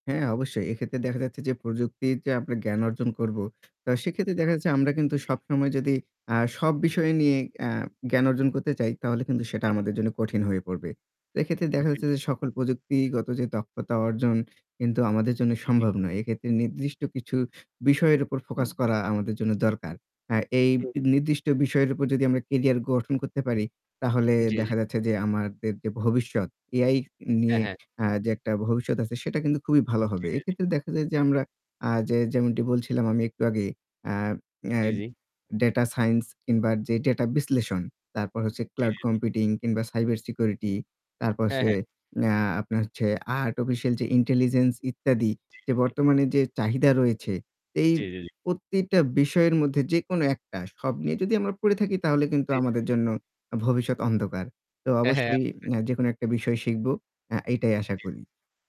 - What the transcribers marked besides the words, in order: static; other background noise; distorted speech; unintelligible speech
- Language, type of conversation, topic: Bengali, unstructured, কৃত্রিম বুদ্ধিমত্তা কি মানুষের চাকরিকে হুমকির মুখে ফেলে?